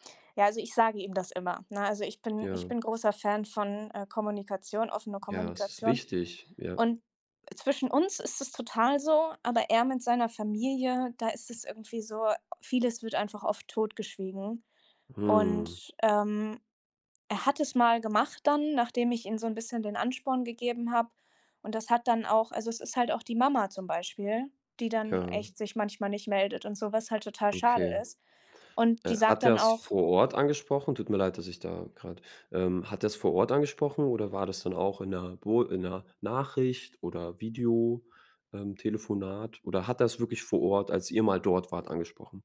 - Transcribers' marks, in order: stressed: "wichtig"; other background noise
- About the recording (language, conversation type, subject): German, advice, Wie lassen sich Eifersuchtsgefühle und Loyalitätskonflikte in einer Patchworkfamilie beschreiben?